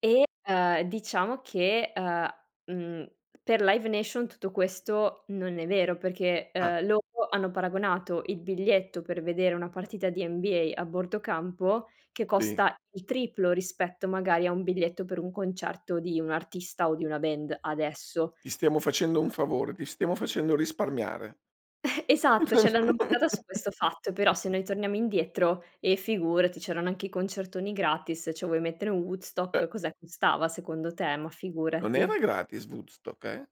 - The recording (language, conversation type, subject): Italian, podcast, In che modo la nostalgia influenza i tuoi gusti musicali e cinematografici?
- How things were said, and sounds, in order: tapping; chuckle; "cioè" said as "ceh"; chuckle; "Cioè" said as "ceh"